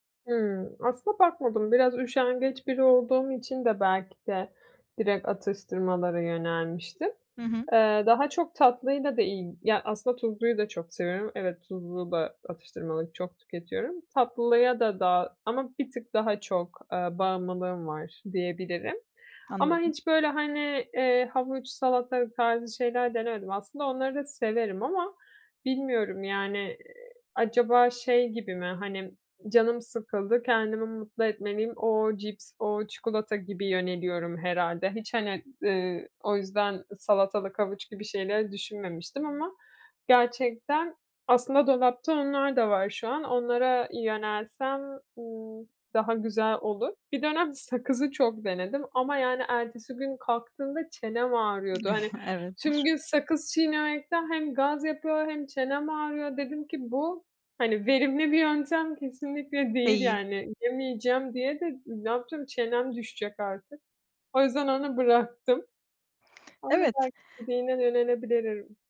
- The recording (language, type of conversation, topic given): Turkish, advice, Günlük yaşamımda atıştırma dürtülerimi nasıl daha iyi kontrol edebilirim?
- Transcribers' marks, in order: chuckle; laughing while speaking: "Evet"; other background noise; "yönelebilirim" said as "yönelebiliririm"